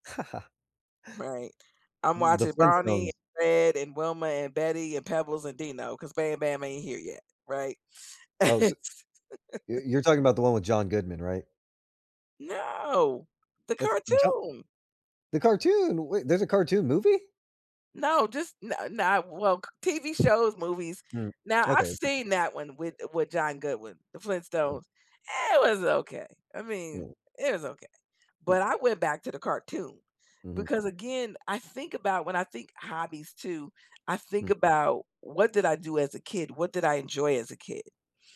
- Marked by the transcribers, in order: chuckle; laugh; anticipating: "No. The cartoon"; other background noise; surprised: "the cartoon? Wait, there's a cartoon movie?"; tapping; stressed: "It"
- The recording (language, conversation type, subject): English, unstructured, How do hobbies help you relax after a long day?
- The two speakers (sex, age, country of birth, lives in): female, 55-59, United States, United States; male, 30-34, United States, United States